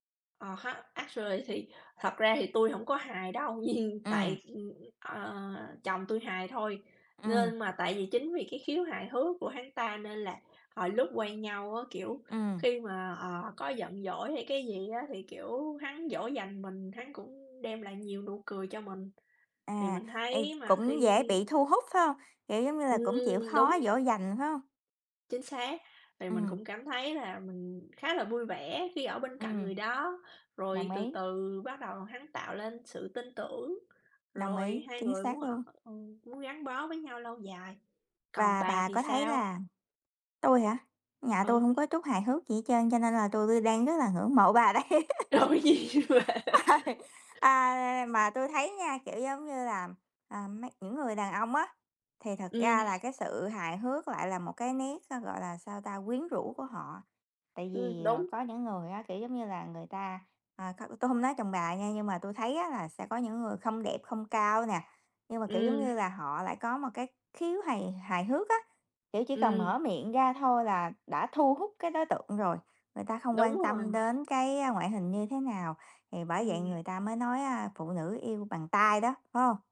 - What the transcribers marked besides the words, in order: in English: "actually"; laughing while speaking: "nhưng"; other background noise; tapping; laughing while speaking: "đây"; laugh; unintelligible speech
- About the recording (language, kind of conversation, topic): Vietnamese, unstructured, Tại sao sự hài hước lại quan trọng trong việc xây dựng và duy trì một mối quan hệ bền vững?